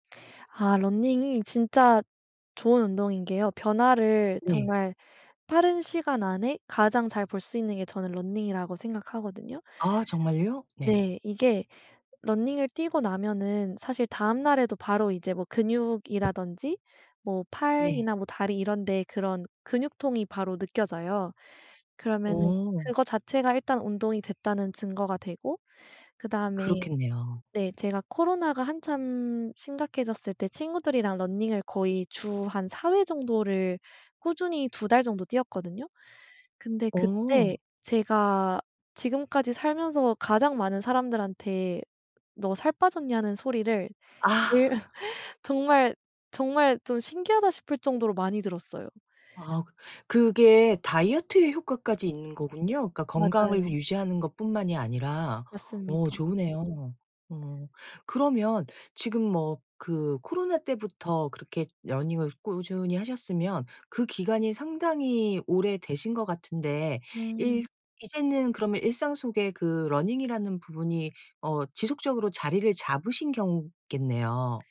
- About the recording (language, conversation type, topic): Korean, podcast, 일상에서 운동을 자연스럽게 습관으로 만드는 팁이 있을까요?
- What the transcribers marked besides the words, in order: in English: "running이"; in English: "running이라고"; in English: "running을"; in English: "running을"; other background noise; laughing while speaking: "제일"; laugh; in English: "running을"; in English: "running이라는"